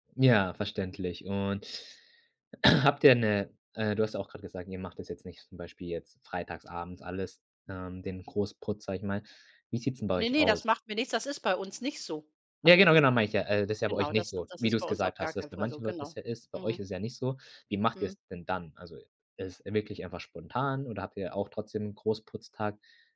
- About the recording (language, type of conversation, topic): German, podcast, Wie regelt ihr die Hausarbeit und die Pflichten zu Hause?
- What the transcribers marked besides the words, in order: throat clearing